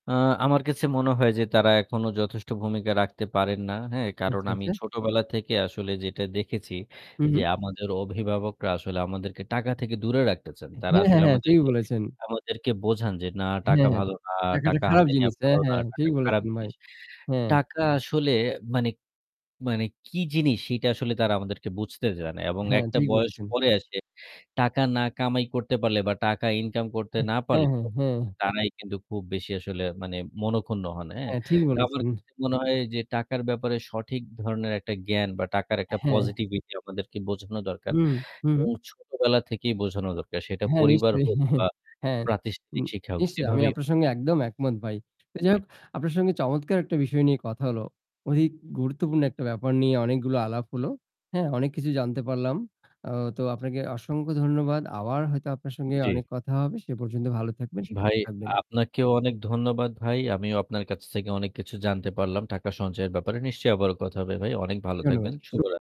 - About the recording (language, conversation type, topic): Bengali, unstructured, আপনার মতে টাকা সঞ্চয়ের সবচেয়ে বড় বাধা কী?
- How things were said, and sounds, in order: static; distorted speech; chuckle